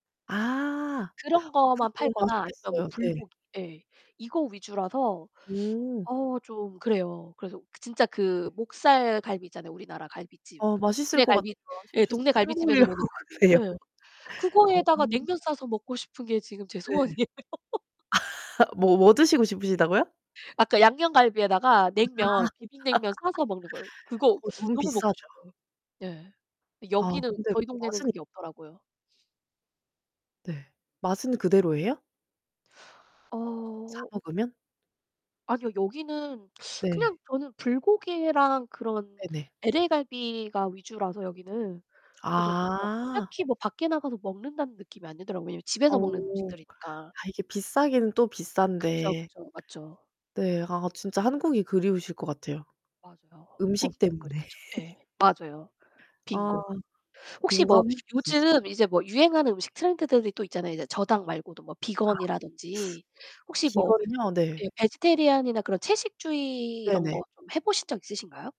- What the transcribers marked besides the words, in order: distorted speech; unintelligible speech; laughing while speaking: "고이려고 그래요"; other background noise; laughing while speaking: "소원이에요"; laugh; laugh; tapping; laugh; teeth sucking; in English: "vegetarian이나"
- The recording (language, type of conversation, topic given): Korean, unstructured, 요즘 사람들 사이에서 화제가 되는 음식은 무엇인가요?